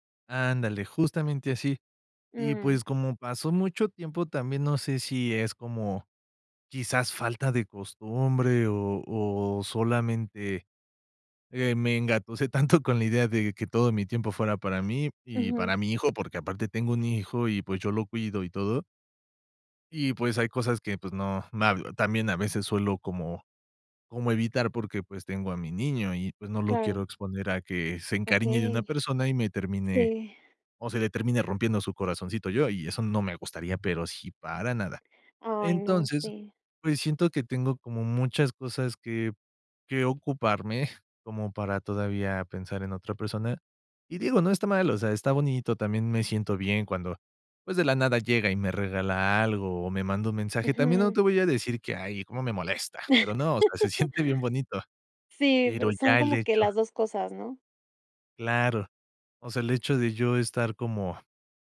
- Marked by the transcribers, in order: laughing while speaking: "tanto"; laugh; laughing while speaking: "se siente"
- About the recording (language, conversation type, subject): Spanish, advice, ¿Cómo puedo pensar en terminar la relación sin sentirme culpable?